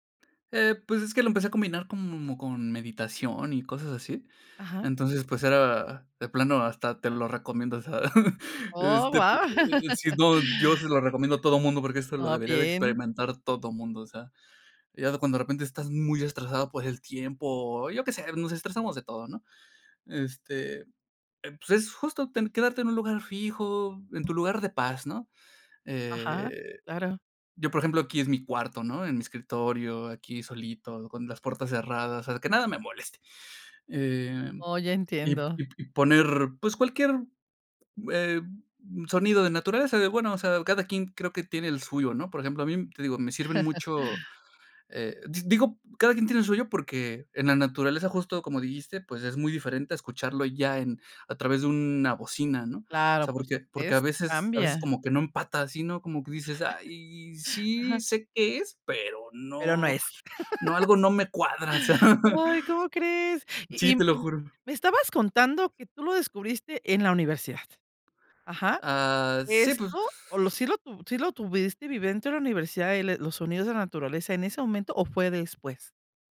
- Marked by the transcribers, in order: chuckle; laugh; tapping; chuckle; chuckle; laugh; chuckle; unintelligible speech
- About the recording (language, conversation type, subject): Spanish, podcast, ¿Qué sonidos de la naturaleza te ayudan más a concentrarte?